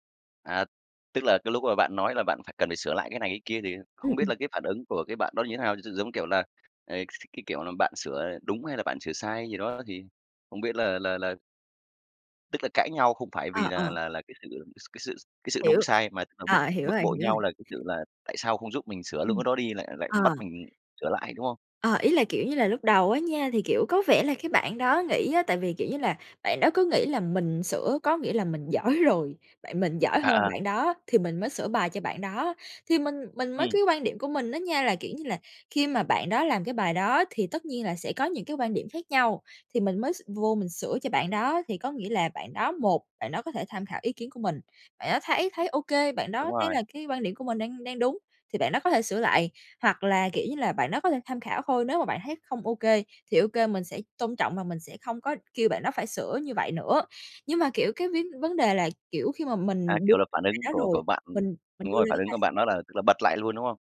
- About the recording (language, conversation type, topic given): Vietnamese, podcast, Làm sao bạn giữ bình tĩnh khi cãi nhau?
- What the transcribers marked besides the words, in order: laughing while speaking: "giỏi"; "vấn" said as "vín"; tapping